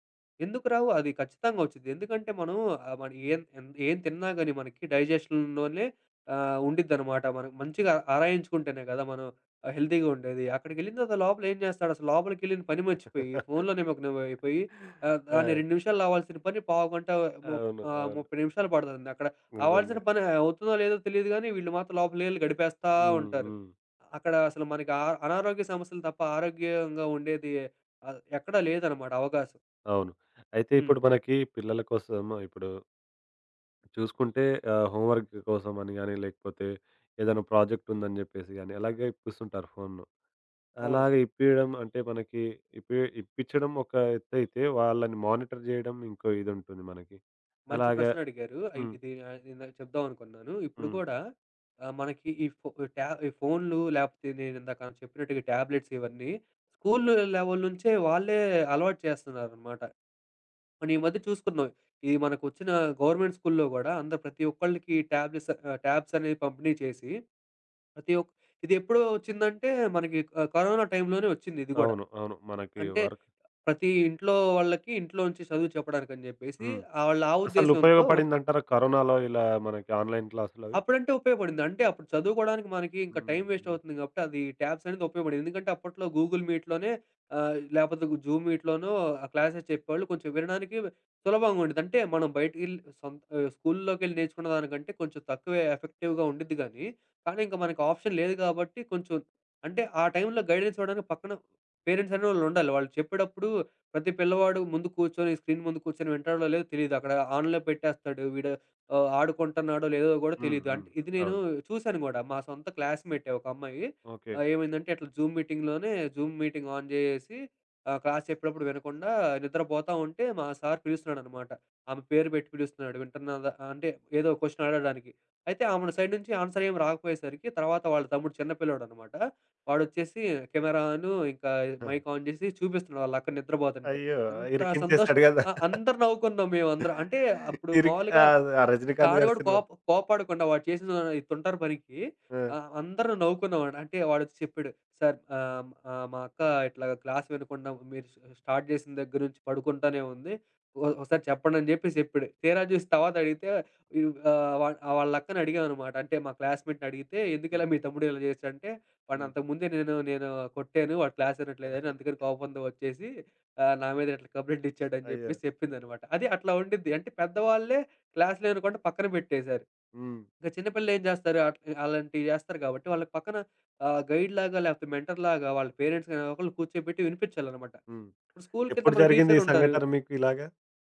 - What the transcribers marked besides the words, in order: other background noise; in English: "డైజెషన్‌లోనే"; in English: "హెల్తీగా"; laugh; in English: "హోమ్‌వర్క్"; in English: "ప్రాజెక్ట్"; in English: "మానిటర్"; in English: "టాబ్‌లేట్స్"; in English: "లెవెల్"; in English: "వర్క్"; in English: "ఆన్‌లైన్ క్లాస్‌లవి?"; in English: "టైమ్ వేస్ట్"; in English: "ట్యాబ్స్"; in English: "గూగుల్ మీట్‌లోనే"; in English: "జూమ్ మీట్‌లోనో క్లాసెస్"; in English: "ఎఫెక్టివ్‌గా"; in English: "ఆప్షన్"; in English: "గైడెన్స్"; in English: "పేరెంట్స్"; in English: "స్క్రీన్"; in English: "ఆన్‌లో"; in English: "క్లాస్"; in English: "జూమ్ మీటింగ్‌లోనే జూమ్ మీటింగ్ ఆన్"; in English: "క్లాస్"; in English: "క్వెషన్"; in English: "సైడ్"; in English: "ఆన్సర్"; in English: "కెమెరా"; in English: "మైక్ ఆన్"; laugh; in English: "స్టార్ట్"; in English: "క్లాస్మెంట్"; chuckle; in English: "కం‌ప్లైట్"; in English: "గైడ్‌లాగా"; in English: "మెంటర్‌లాగా"; in English: "పేరెంట్స్‌ని"
- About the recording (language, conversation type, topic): Telugu, podcast, బిడ్డల డిజిటల్ స్క్రీన్ టైమ్‌పై మీ అభిప్రాయం ఏమిటి?